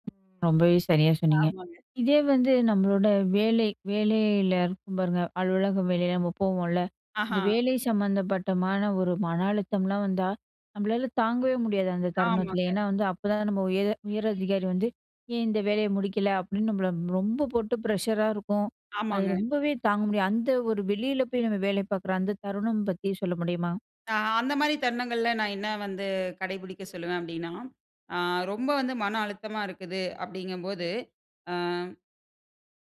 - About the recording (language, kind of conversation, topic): Tamil, podcast, சோர்வு வந்தால் ஓய்வெடுக்கலாமா, இல்லையா சிறிது செயற்படலாமா என்று எப்படி தீர்மானிப்பீர்கள்?
- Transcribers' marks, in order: other background noise; horn